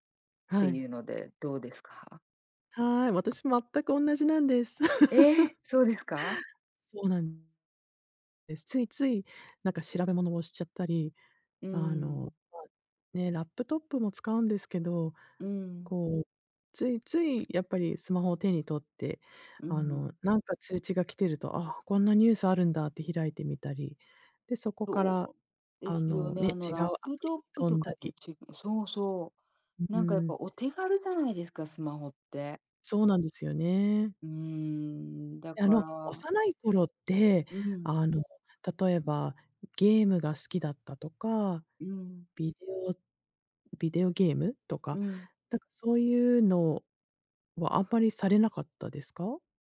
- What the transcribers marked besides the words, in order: tapping; chuckle
- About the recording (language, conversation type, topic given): Japanese, unstructured, スマホ依存は日常生活にどのような深刻な影響を与えると思いますか？